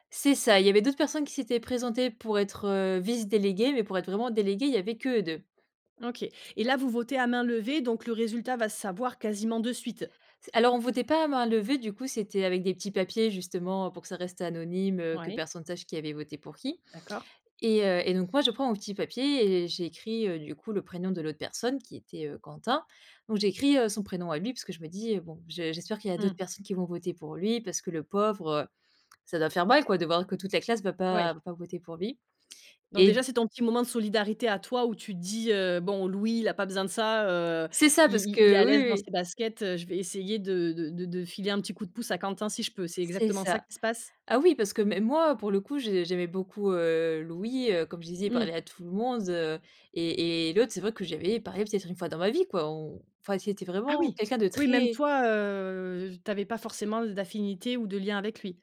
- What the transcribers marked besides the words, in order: other background noise; tapping
- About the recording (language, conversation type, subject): French, podcast, As-tu déjà vécu un moment de solidarité qui t’a profondément ému ?